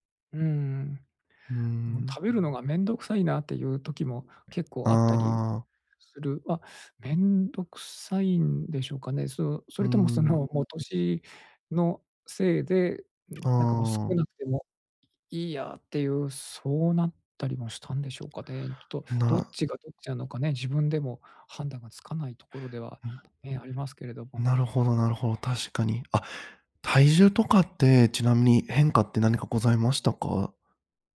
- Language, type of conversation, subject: Japanese, advice, 年齢による体力低下にどう向き合うか悩んでいる
- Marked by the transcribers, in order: none